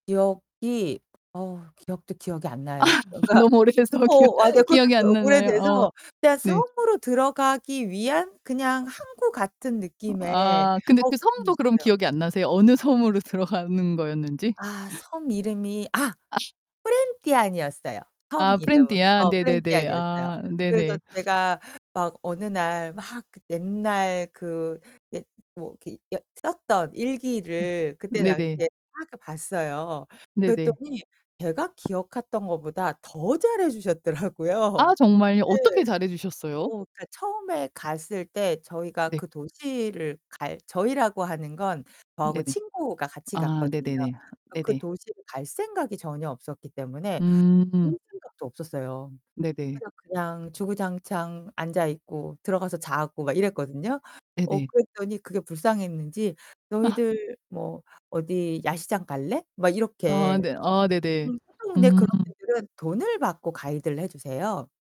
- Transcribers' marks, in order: tapping; laughing while speaking: "아, 너무 오래돼서 막 기억 기억이 안 나나요?"; unintelligible speech; other background noise; distorted speech; laughing while speaking: "주셨더라고요"; anticipating: "아, 정말요?"; drawn out: "음"; unintelligible speech
- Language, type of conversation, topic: Korean, podcast, 가장 기억에 남는 여행은 무엇인가요?